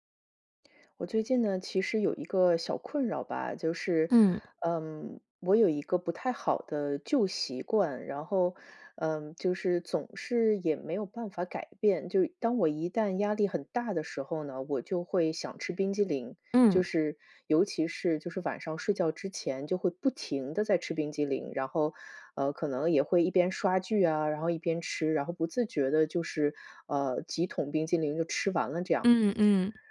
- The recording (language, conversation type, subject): Chinese, advice, 为什么我总是无法摆脱旧习惯？
- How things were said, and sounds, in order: none